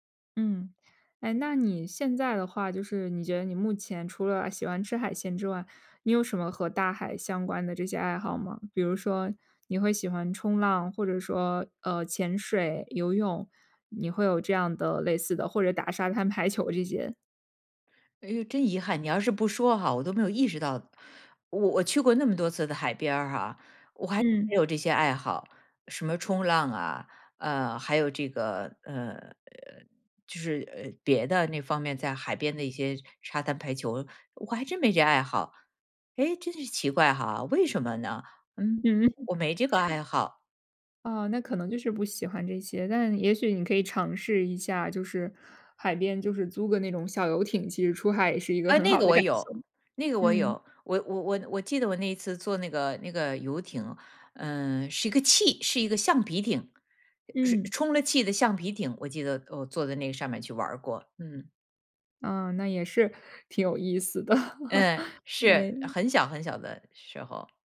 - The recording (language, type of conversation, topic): Chinese, podcast, 你第一次看到大海时是什么感觉？
- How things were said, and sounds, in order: surprised: "诶"; tapping; laughing while speaking: "的"; laugh; other background noise